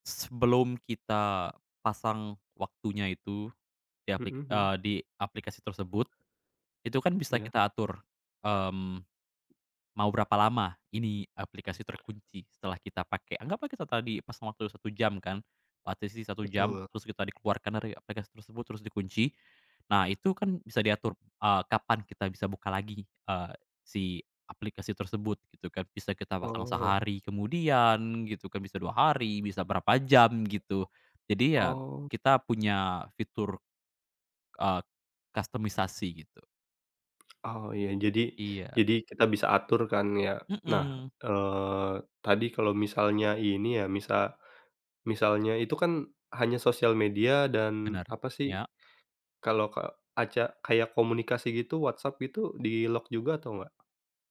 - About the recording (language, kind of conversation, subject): Indonesian, podcast, Bagaimana kamu mengatur waktu di depan layar supaya tidak kecanduan?
- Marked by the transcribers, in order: tapping; tongue click; other background noise; tongue click; in English: "di-lock"